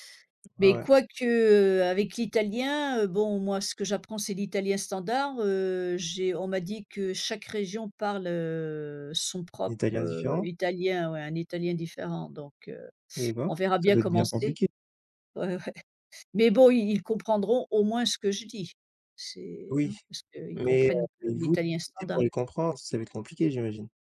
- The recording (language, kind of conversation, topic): French, unstructured, Quelle serait ta destination de rêve si tu pouvais partir demain ?
- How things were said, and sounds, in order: none